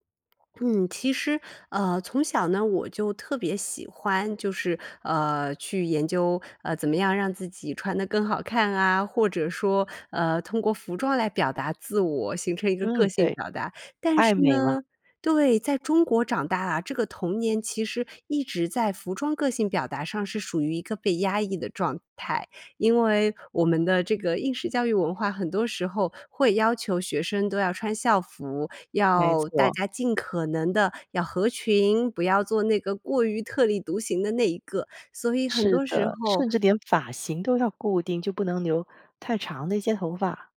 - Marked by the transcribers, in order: none
- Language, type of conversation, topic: Chinese, podcast, 你是否有过通过穿衣打扮提升自信的经历？